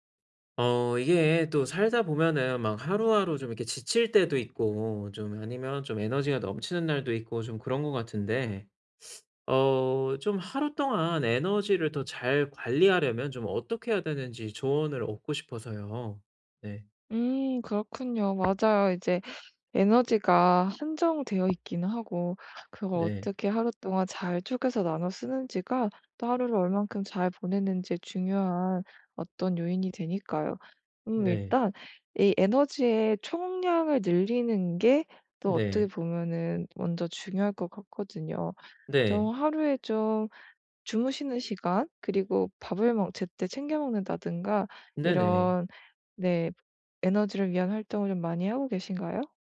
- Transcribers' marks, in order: tapping
- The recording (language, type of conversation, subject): Korean, advice, 하루 동안 에너지를 더 잘 관리하려면 어떻게 해야 하나요?